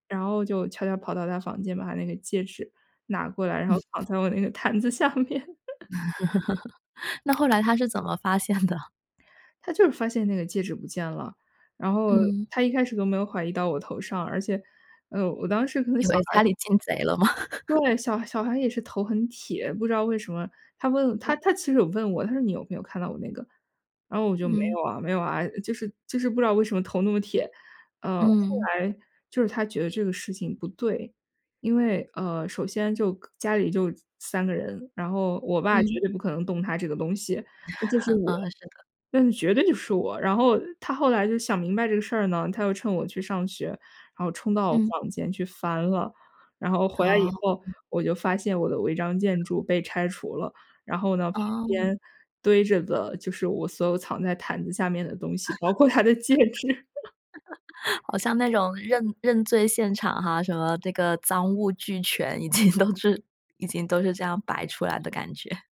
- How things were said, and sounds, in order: other background noise; other noise; laughing while speaking: "毯子下面"; chuckle; laugh; laugh; chuckle; laugh; laughing while speaking: "她的戒指"; chuckle; laughing while speaking: "已经都是"
- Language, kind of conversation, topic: Chinese, podcast, 你童年时有没有一个可以分享的秘密基地？